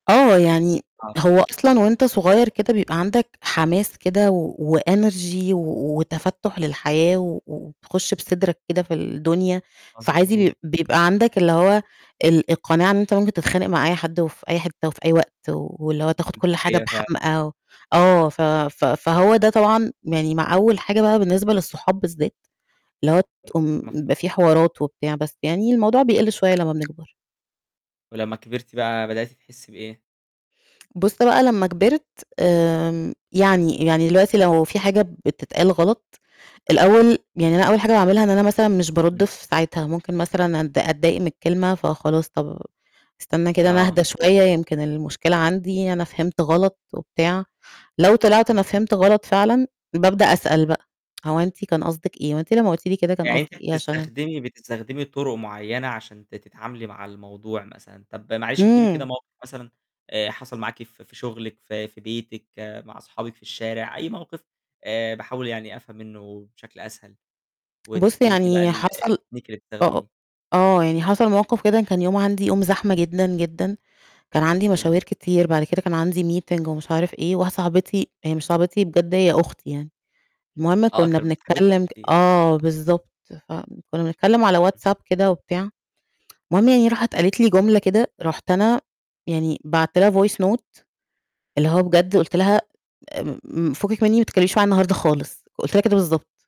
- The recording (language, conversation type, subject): Arabic, podcast, إزاي بتتعامل مع سوء الفهم؟
- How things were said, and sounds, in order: in English: "وenergy"; distorted speech; tapping; in English: "الtechnique"; in English: "meeting"; other noise; tsk; in English: "voice note"